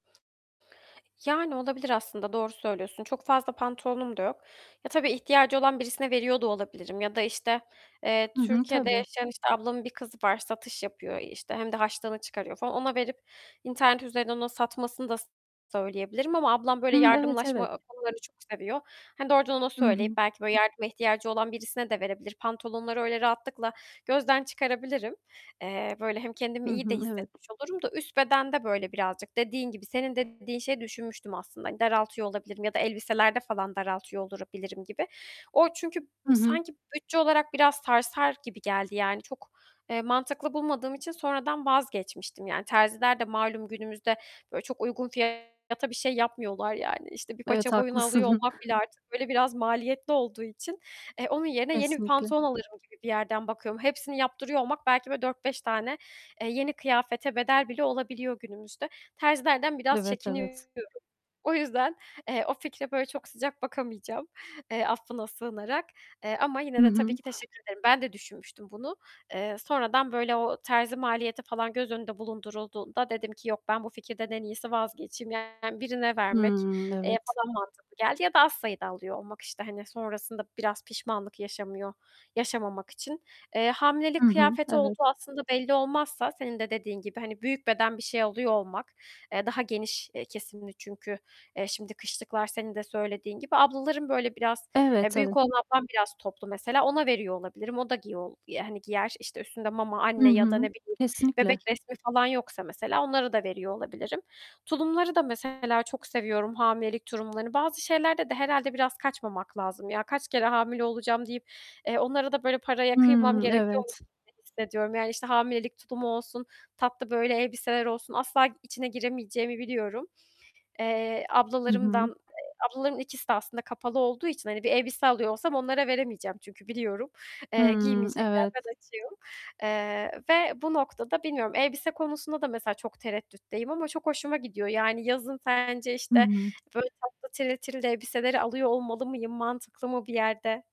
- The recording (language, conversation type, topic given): Turkish, advice, Bütçemi aşmadan kendi stilimi nasıl koruyup geliştirebilirim?
- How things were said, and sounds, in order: other background noise; distorted speech; static; laughing while speaking: "haklısın"; tapping